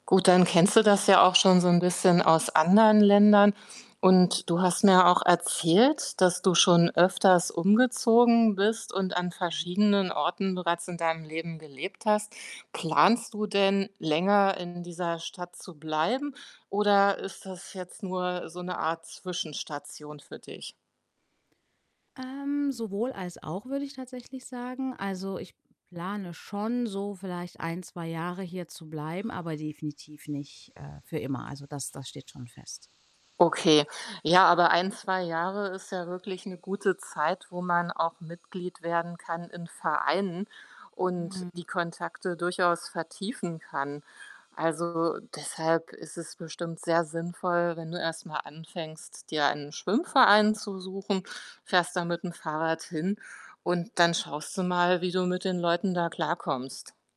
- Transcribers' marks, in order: other background noise; distorted speech; static
- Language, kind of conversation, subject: German, advice, Wie gehst du mit Einsamkeit und einem fehlenden sozialen Netzwerk in einer neuen Stadt um?